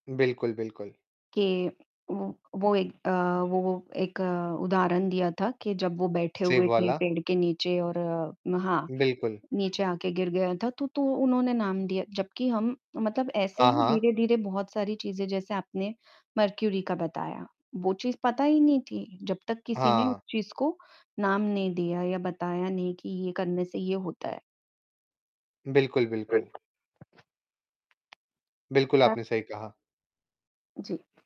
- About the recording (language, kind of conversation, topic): Hindi, unstructured, इतिहास की कौन-सी घटना आपको सबसे अधिक प्रेरित करती है?
- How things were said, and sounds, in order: static; other background noise; in English: "मर्करी"; background speech; unintelligible speech